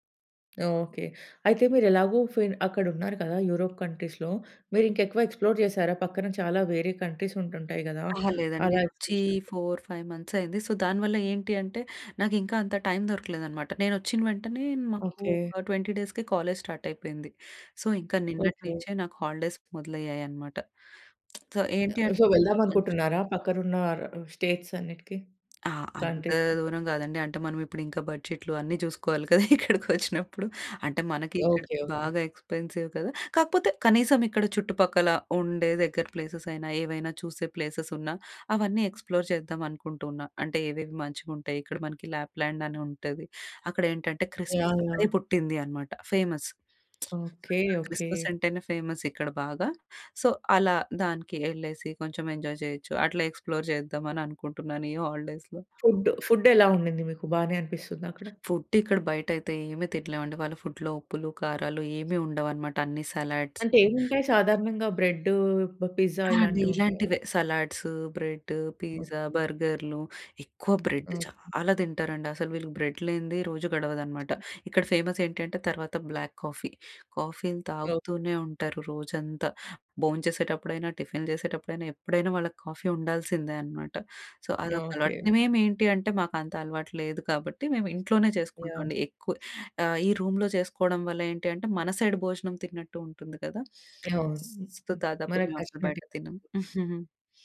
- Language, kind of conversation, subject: Telugu, podcast, ఒక నగరాన్ని సందర్శిస్తూ మీరు కొత్తదాన్ని కనుగొన్న అనుభవాన్ని కథగా చెప్పగలరా?
- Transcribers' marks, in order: in English: "కంట్రీస్‌లో"; in English: "ఫోర్ ఫైవ్"; unintelligible speech; in English: "సో"; in English: "ట్వెంటీ డేస్‌కే, కాలేజ్"; in English: "సో"; in English: "హాలిడేస్"; lip smack; in English: "సో"; in English: "సో"; tapping; laughing while speaking: "ఇక్కడికొచ్చినప్పుడు"; in English: "ఎక్స్‌పెన్సివ్"; in English: "ఎక్స్‌ప్లోర్"; in English: "ఫేమస్. సో"; lip smack; in English: "ఫేమస్"; in English: "సో"; in English: "ఎంజాయ్"; in English: "ఎక్స్‌ప్లోర్"; in English: "హాలిడేస్‌లో"; in English: "ఫుడ్"; in English: "ఫుడ్‍లో"; in English: "సలాడ్స్"; other background noise; in English: "సలాడ్స్"; in English: "బ్రెడ్"; in English: "బ్రెడ్"; in English: "బ్లాక్ కాఫీ"; other noise; in English: "కాఫీ"; in English: "సో"; in English: "రూమ్‌లో"; sniff; chuckle